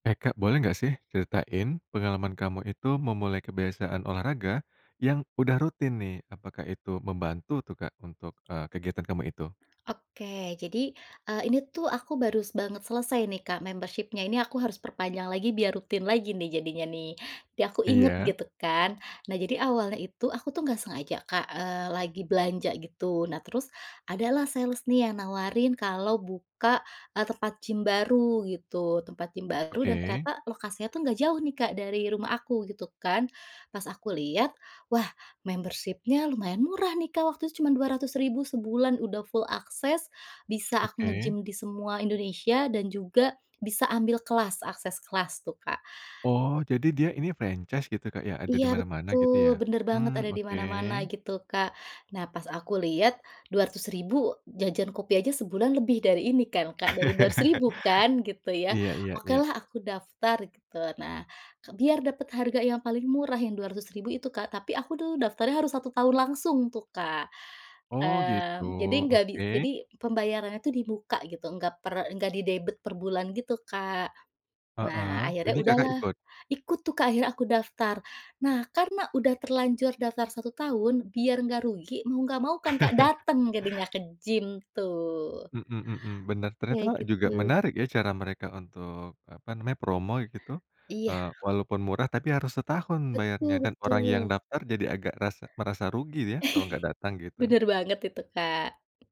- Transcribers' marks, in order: other background noise; "baru" said as "barus"; in English: "membership-nya"; in English: "sales"; in English: "membership-nya"; in English: "nge-gym"; in English: "franchise"; laugh; chuckle; chuckle
- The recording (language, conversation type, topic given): Indonesian, podcast, Bagaimana pengalamanmu mulai membangun kebiasaan olahraga rutin, dan apa yang paling membantumu?